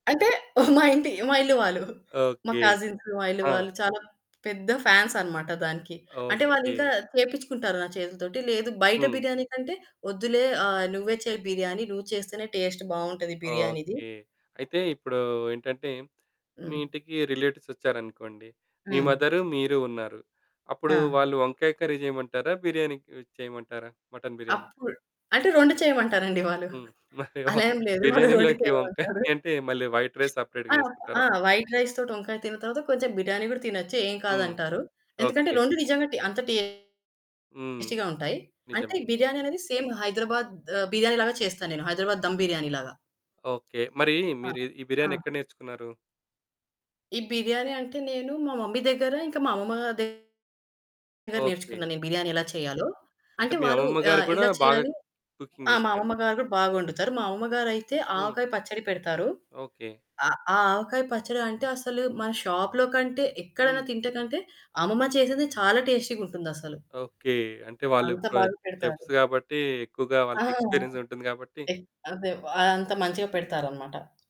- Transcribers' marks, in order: laughing while speaking: "మా ఇంటి"; in English: "కజిన్స్"; in English: "టేస్ట్"; in English: "రిలేటివ్స్"; other background noise; in English: "కర్రీ"; in English: "మటన్ బిర్యానీ"; laughing while speaking: "మరి వ బిర్యానీలోకి వంకాయంటే"; laughing while speaking: "వాళ్ళు రెండు"; in English: "వైట్ రైస్ సెపరేట్‌గా"; in English: "వైట్ రైస్"; distorted speech; in English: "టేస్టీగా"; in English: "సేమ్"; in English: "దమ్ బిర్యానీలాగా"; static; in English: "మమ్మీ"; in English: "కుకింగ్"; in English: "షాప్‌లో"; in English: "చెఫ్స్"; in English: "ఎక్స్‌పీరియన్స్"
- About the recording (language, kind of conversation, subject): Telugu, podcast, మీ ఇంటి ప్రసిద్ధ కుటుంబ వంటకం గురించి వివరంగా చెప్పగలరా?